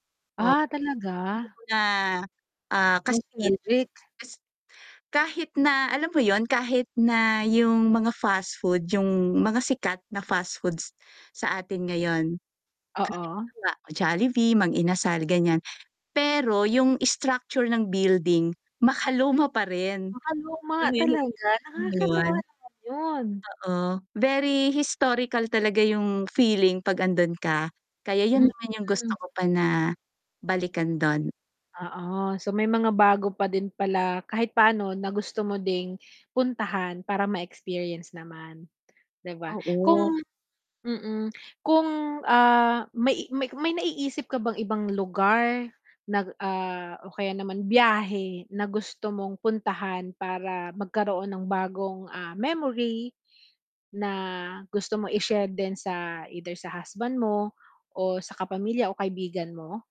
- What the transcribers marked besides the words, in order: static; unintelligible speech; distorted speech; unintelligible speech; unintelligible speech; in English: "structure"; unintelligible speech; in English: "very historical"; tapping
- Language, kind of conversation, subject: Filipino, podcast, Anong paglalakbay ang hindi mo malilimutan?